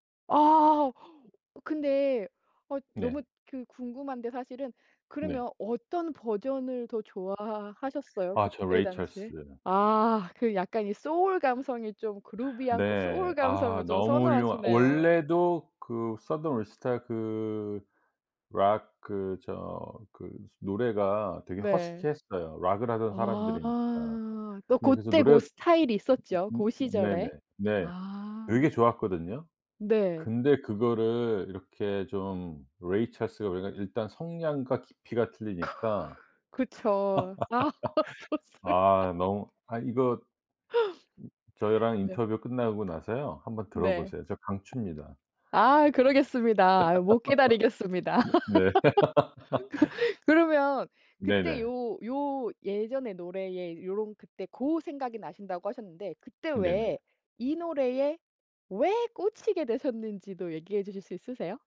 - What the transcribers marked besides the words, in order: other background noise; put-on voice: "Ray Charles"; in English: "groovy한"; put-on voice: "Ray Charles가"; other noise; laugh; laughing while speaking: "좋습니다"; laugh
- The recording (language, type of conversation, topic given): Korean, podcast, 다시 듣고 싶은 옛 노래가 있으신가요?